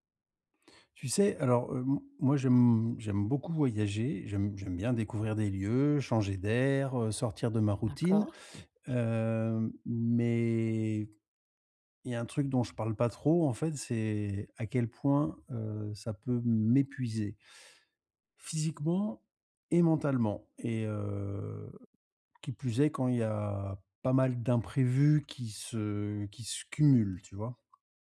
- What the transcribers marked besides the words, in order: other background noise; drawn out: "mais"; drawn out: "heu"; tapping
- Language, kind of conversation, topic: French, advice, Comment gérer la fatigue et les imprévus en voyage ?